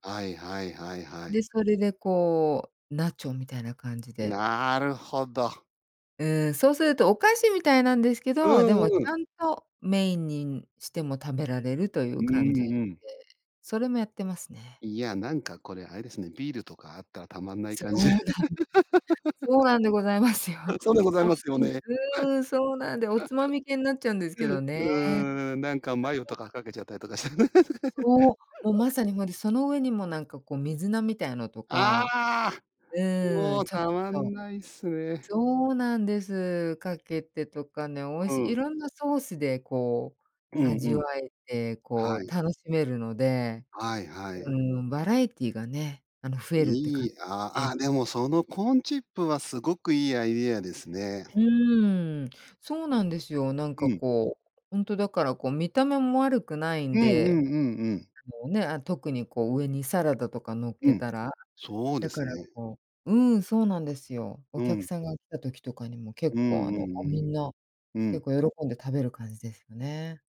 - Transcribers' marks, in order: laugh; laughing while speaking: "そうでございますよね"; laugh; laughing while speaking: "かけちゃったりとかしてね"; unintelligible speech; laugh; joyful: "ああ！"
- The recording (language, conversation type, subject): Japanese, podcast, 短時間で作れるご飯、どうしてる？